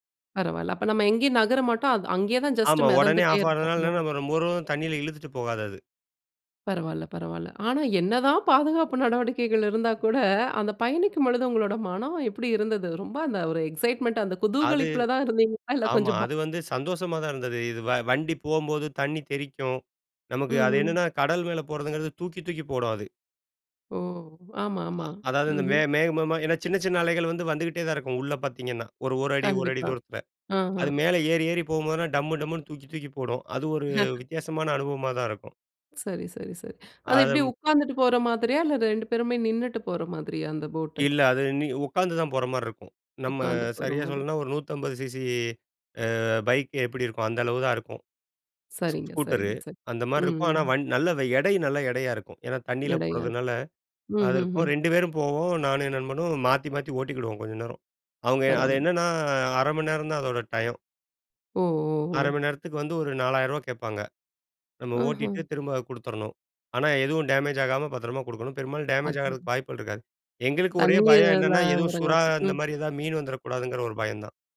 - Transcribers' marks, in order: in English: "எக்ஸைட்மென்ட்"; "பயம்" said as "ப"; other noise; chuckle
- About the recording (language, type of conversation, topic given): Tamil, podcast, ஒரு பெரிய சாகச அனுபவம் குறித்து பகிர முடியுமா?